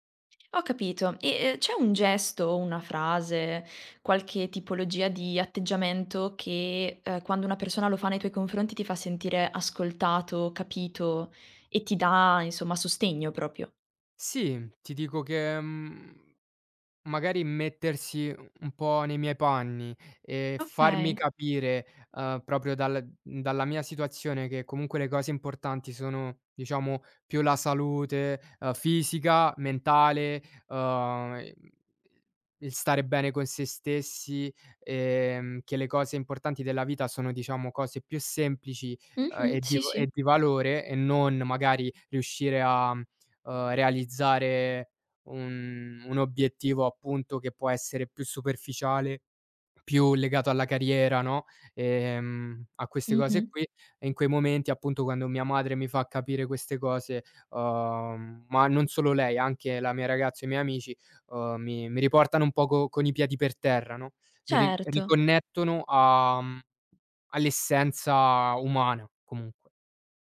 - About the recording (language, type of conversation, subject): Italian, podcast, Come cerchi supporto da amici o dalla famiglia nei momenti difficili?
- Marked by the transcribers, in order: "proprio" said as "propio"; tapping